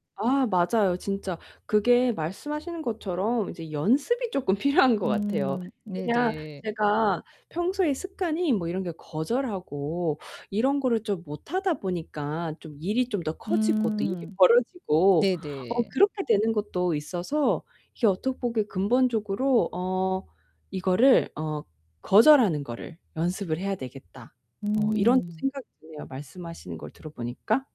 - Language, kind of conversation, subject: Korean, advice, 타인의 기대에 맞추느라 내 시간이 사라졌던 경험을 설명해 주실 수 있나요?
- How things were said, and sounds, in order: laughing while speaking: "필요한"; distorted speech